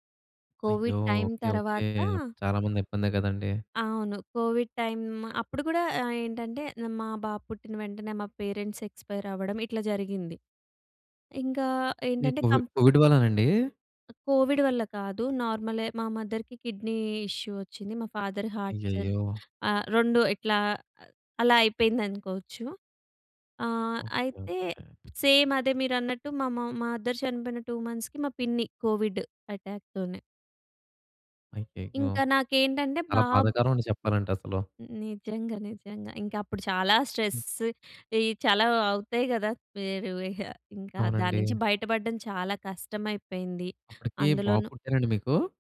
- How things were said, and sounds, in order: in English: "కోవిడ్ టైమ్"; in English: "కోవిడ్ టైమ్"; in English: "పేరెంట్స్"; in English: "కోవిడ్, కోవిడ్"; other background noise; in English: "కోవిడ్"; in English: "మదర్‌కి కిడ్నీ ఇష్యూ"; in English: "ఫాదర్ హార్ట్"; in English: "సేమ్"; in English: "మ మదర్"; in English: "టూ మంత్స్‌కి"; in English: "కోవిడ్ అటాక్"; in English: "స్ట్రెస్"; unintelligible speech
- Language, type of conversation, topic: Telugu, podcast, ఒక ఉద్యోగం విడిచి వెళ్లాల్సిన సమయం వచ్చిందని మీరు గుర్తించడానికి సహాయపడే సంకేతాలు ఏమేమి?